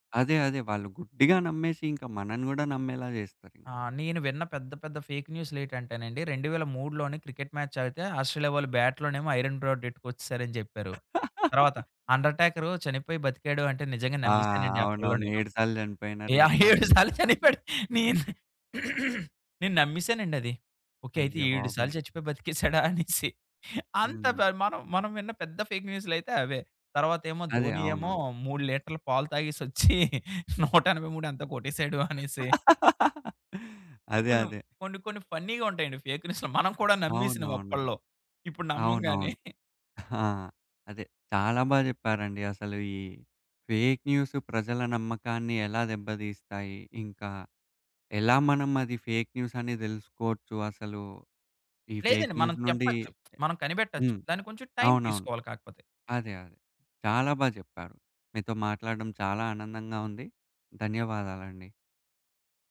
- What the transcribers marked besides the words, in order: in English: "ఫేక్"; in English: "క్రికెట్ మ్యాచ్"; giggle; in English: "ఐరెన్ రోడ్"; laughing while speaking: "యాహ్! ఏడు సార్లు చనిపోయాడు. నేను"; throat clearing; laughing while speaking: "బతికేసాడా అనేసి"; in English: "ఫేక్"; giggle; in English: "ఫన్నీగా"; in English: "ఫేక న్యూస్‌లు"; giggle; in English: "ఫేక్ న్యూస్"; in English: "ఫేక్ న్యూస్"; in English: "ఫేక్ న్యూస్"; lip smack; other background noise
- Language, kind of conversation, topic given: Telugu, podcast, నకిలీ వార్తలు ప్రజల నమ్మకాన్ని ఎలా దెబ్బతీస్తాయి?